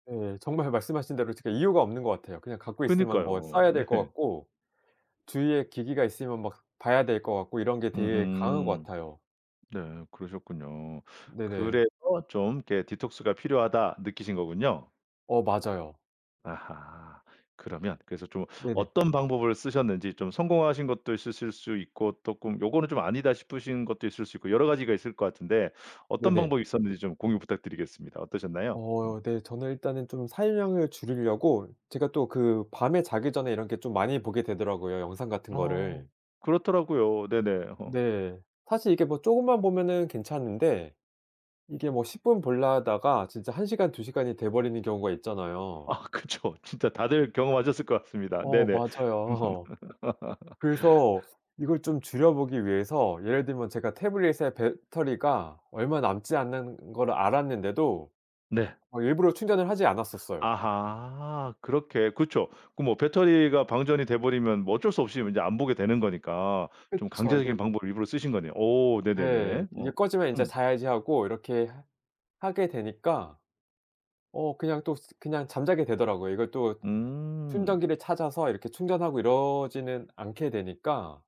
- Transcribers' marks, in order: laughing while speaking: "네"; in English: "디톡스가"; other background noise; laughing while speaking: "아 그쵸"; laughing while speaking: "맞아요"; laugh
- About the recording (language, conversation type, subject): Korean, podcast, 디지털 디톡스는 어떻게 하세요?